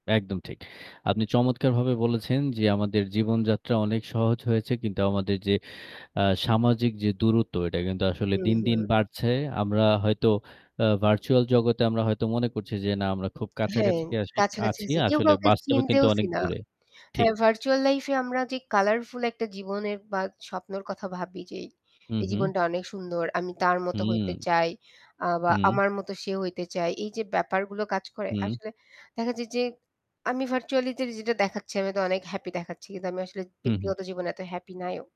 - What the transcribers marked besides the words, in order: static
- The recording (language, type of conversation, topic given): Bengali, unstructured, স্মার্টফোন কি আমাদের জীবনকে আরও সহজ করে দিচ্ছে?